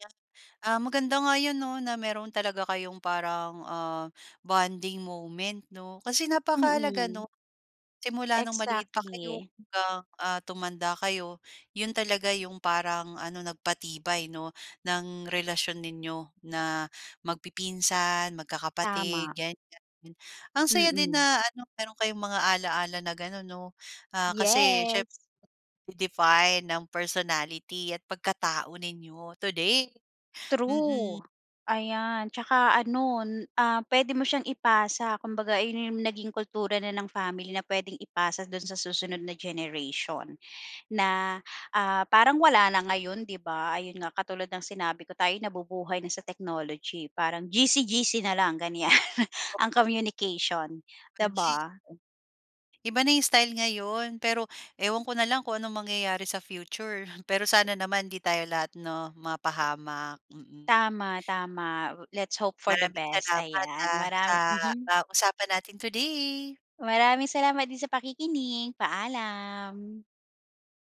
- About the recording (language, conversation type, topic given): Filipino, podcast, Ano ang unang alaala mo tungkol sa pamilya noong bata ka?
- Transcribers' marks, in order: laughing while speaking: "ganiyan"; unintelligible speech; in English: "Let's hope for the best!"